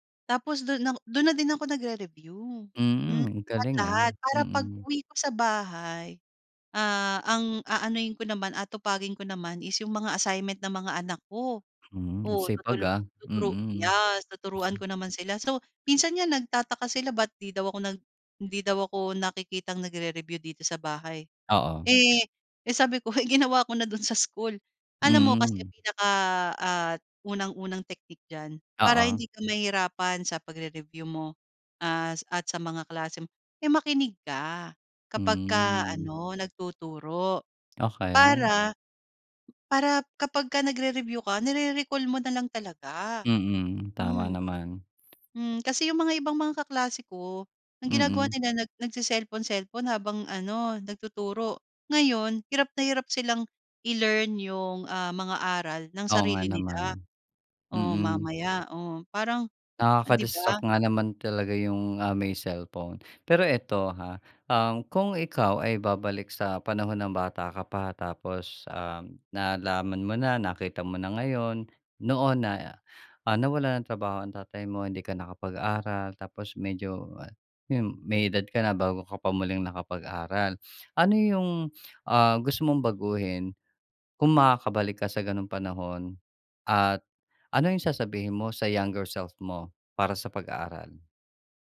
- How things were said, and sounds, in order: snort; tapping
- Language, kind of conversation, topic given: Filipino, podcast, Puwede mo bang ikuwento kung paano nagsimula ang paglalakbay mo sa pag-aaral?